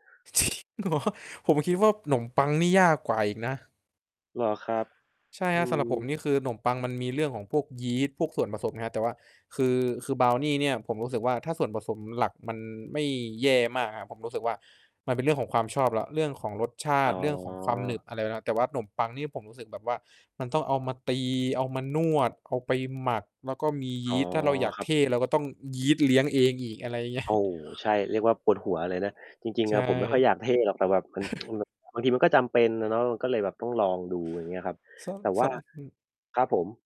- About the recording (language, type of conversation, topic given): Thai, unstructured, คุณกลัวไหมว่าตัวเองจะล้มเหลวระหว่างฝึกทักษะใหม่ๆ?
- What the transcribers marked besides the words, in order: distorted speech; laughing while speaking: "จริงเหรอ ?"; laughing while speaking: "เงี้ย"; chuckle; tapping